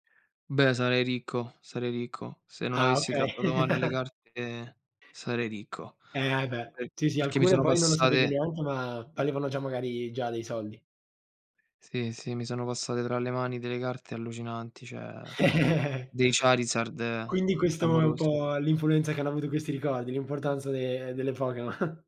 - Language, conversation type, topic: Italian, unstructured, Qual è il ricordo più bello della tua infanzia?
- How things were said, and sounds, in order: chuckle; "carte" said as "garte"; "carte" said as "garte"; chuckle; chuckle